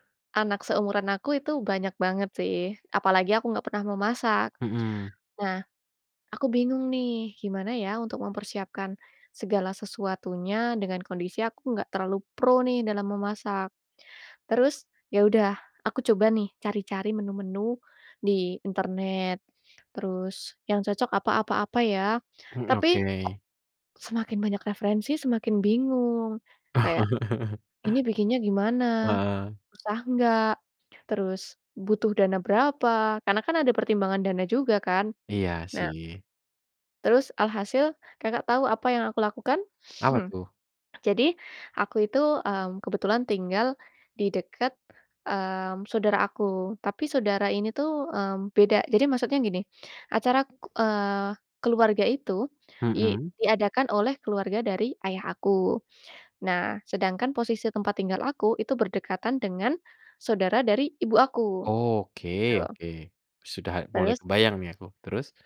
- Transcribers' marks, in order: tapping; other background noise; chuckle
- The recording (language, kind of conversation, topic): Indonesian, podcast, Bagaimana pengalamanmu memasak untuk keluarga besar, dan bagaimana kamu mengatur semuanya?